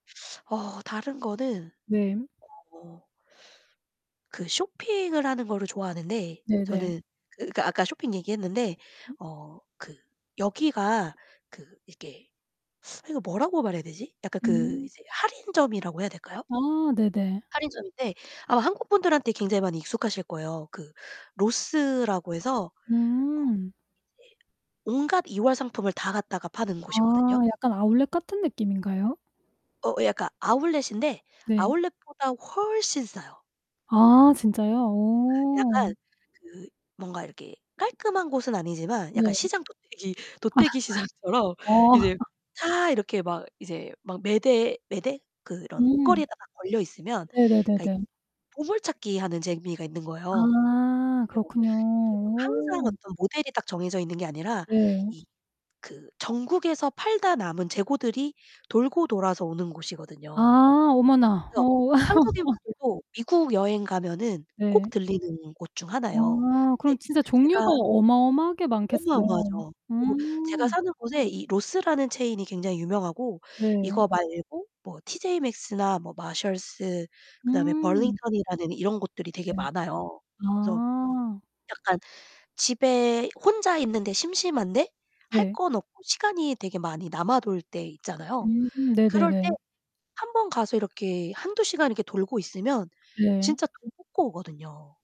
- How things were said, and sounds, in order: distorted speech; other background noise; laugh; laughing while speaking: "도떼기시장처럼"; laugh; laugh; put-on voice: "마샬스"; put-on voice: "벌링턴이라는"
- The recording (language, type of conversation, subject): Korean, podcast, 스트레스를 풀 때 보통 어떻게 하세요?